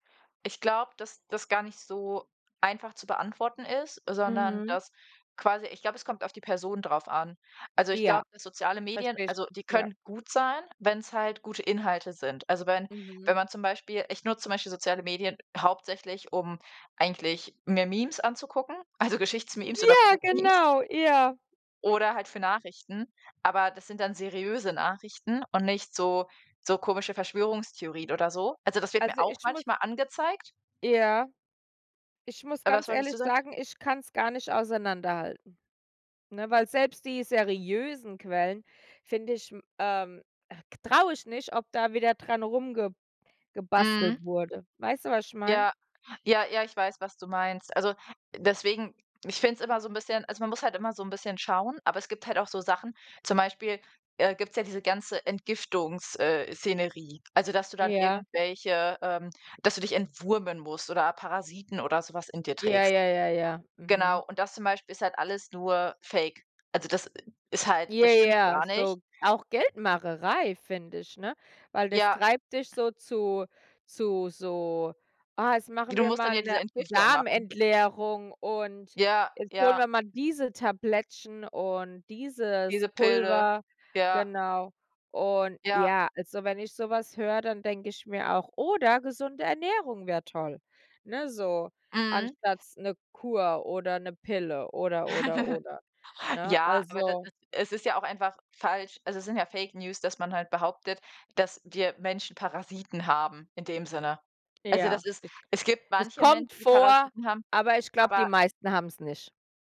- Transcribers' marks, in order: joyful: "Ja, genau, ja"; giggle
- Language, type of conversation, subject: German, unstructured, Sind soziale Medien eher ein Fluch oder ein Segen?